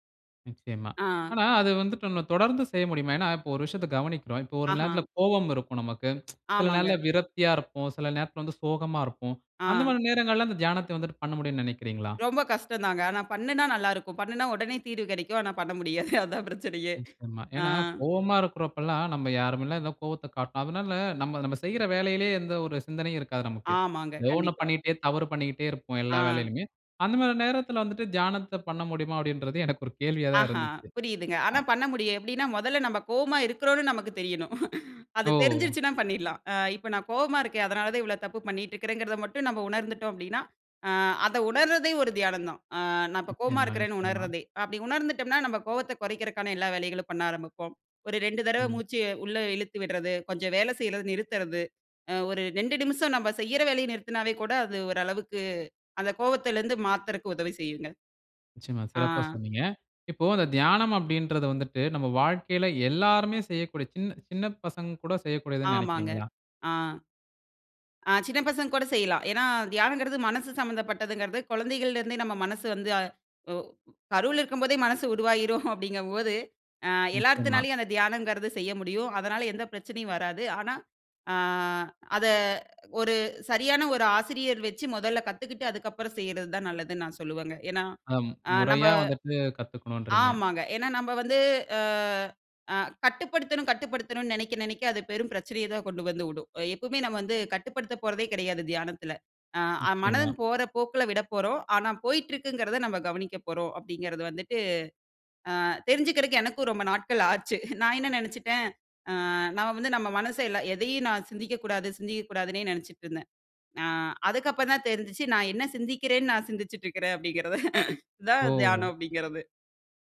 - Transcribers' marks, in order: tsk; laughing while speaking: "பண்ண முடியாது. அதான் பிரச்சனையே"; chuckle; other background noise; laughing while speaking: "மனசு உருவாகிடும் அப்டிங்கும்"; drawn out: "அ"; "மனம்" said as "மனதன்"; chuckle; laughing while speaking: "அப்டிங்கிறது"
- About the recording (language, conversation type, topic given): Tamil, podcast, தியானத்துக்கு நேரம் இல்லையெனில் என்ன செய்ய வேண்டும்?
- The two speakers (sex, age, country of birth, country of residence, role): female, 25-29, India, India, guest; male, 20-24, India, India, host